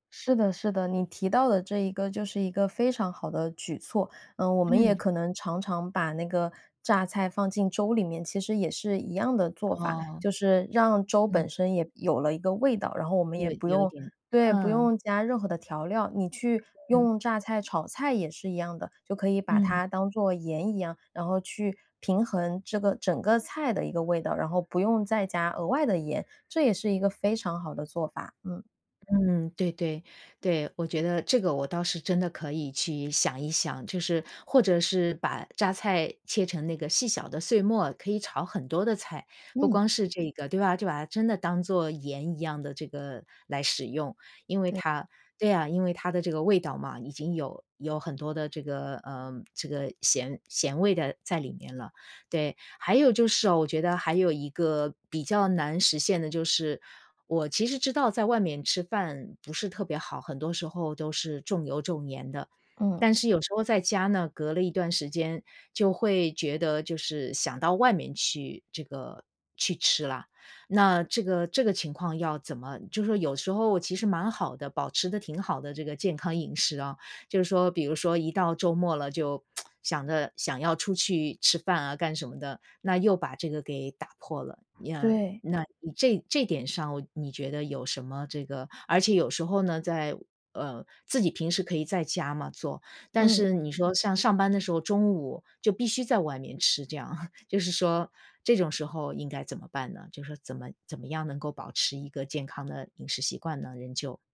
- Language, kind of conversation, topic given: Chinese, advice, 如何把健康饮食变成日常习惯？
- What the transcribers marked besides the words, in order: other background noise; tapping; tsk; chuckle